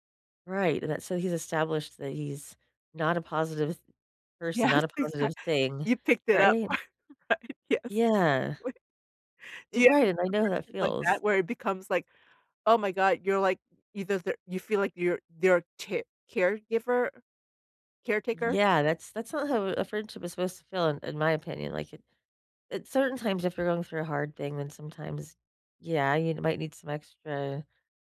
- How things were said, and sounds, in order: laughing while speaking: "Yes, exact"; chuckle; laughing while speaking: "right, yes, exactly"; tapping
- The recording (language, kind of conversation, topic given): English, unstructured, How do I know when it's time to end my relationship?